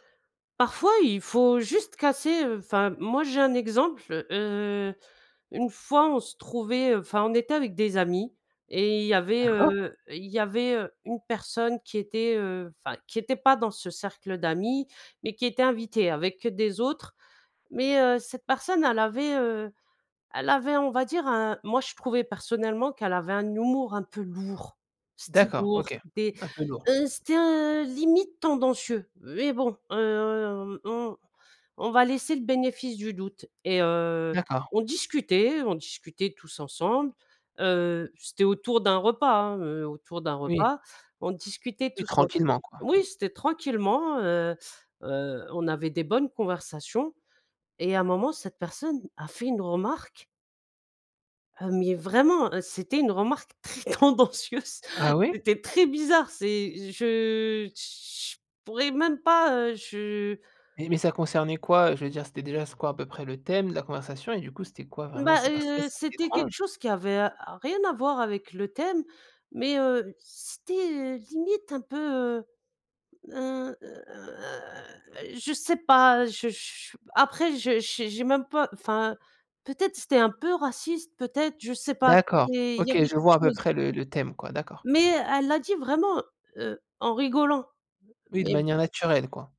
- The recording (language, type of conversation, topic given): French, podcast, Comment gères-tu les silences gênants en conversation ?
- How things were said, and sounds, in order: other background noise; tapping; laughing while speaking: "tendancieuse"